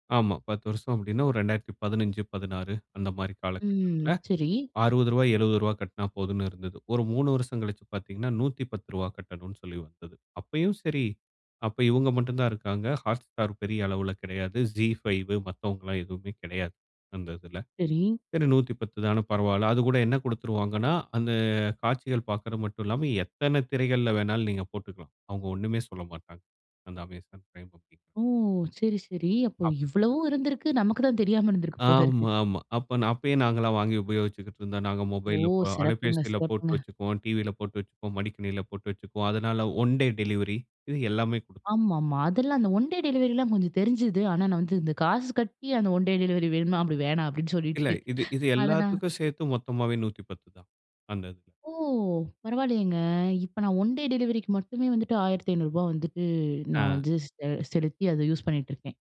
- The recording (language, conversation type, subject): Tamil, podcast, இணைய வழி காணொளி ஒளிபரப்பு சேவைகள் வந்ததனால் சினிமா எப்படி மாறியுள்ளது என்று நீங்கள் நினைக்கிறீர்கள்?
- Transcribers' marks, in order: "மடிக்கணினியில" said as "மடிக்கணியில"; in English: "ஒன் டே டெலிவரி"; in English: "ஒன் டே டெலிவரிலாம்"; in English: "ஒன் டே டெலிவரி"; chuckle; surprised: "ஓ! பரவாயில்லையேங்க"; tapping; in English: "ஒன் டே டெலிவரிக்கு"